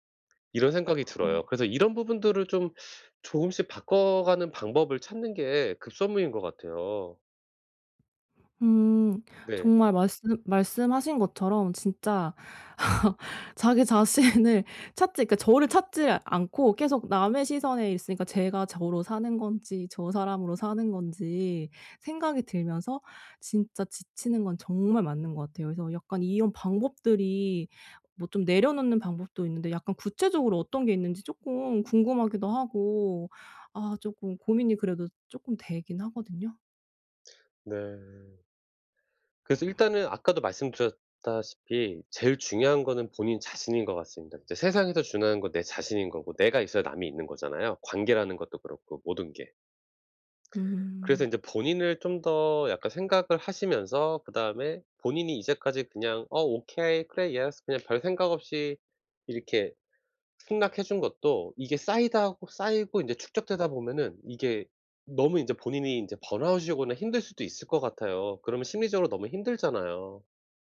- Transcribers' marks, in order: other background noise; laugh; laughing while speaking: "자신을"; put-on voice: "yes"; in English: "yes"; tapping
- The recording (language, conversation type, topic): Korean, advice, 남들의 시선 속에서도 진짜 나를 어떻게 지킬 수 있을까요?
- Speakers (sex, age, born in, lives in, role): female, 35-39, South Korea, Germany, user; male, 40-44, South Korea, United States, advisor